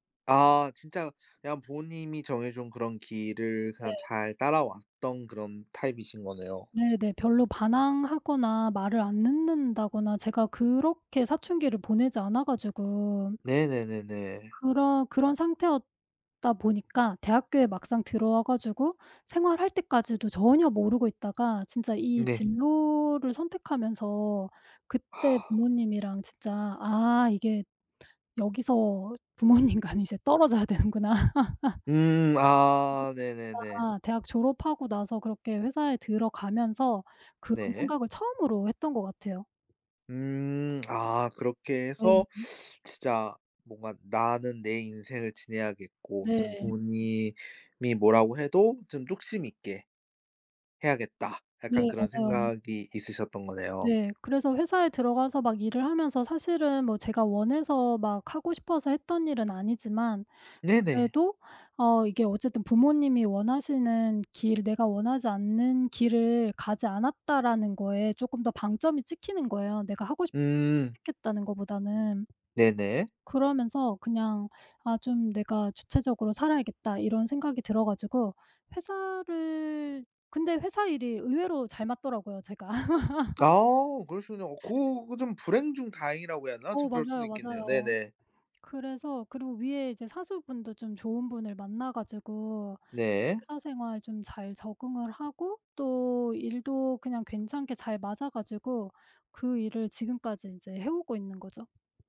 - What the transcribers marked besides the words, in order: tapping; other background noise; other noise; laughing while speaking: "부모님과는 이제 떨어져야 되는구나"; laugh; unintelligible speech; laugh
- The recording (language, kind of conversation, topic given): Korean, podcast, 가족의 진로 기대에 대해 어떻게 느끼시나요?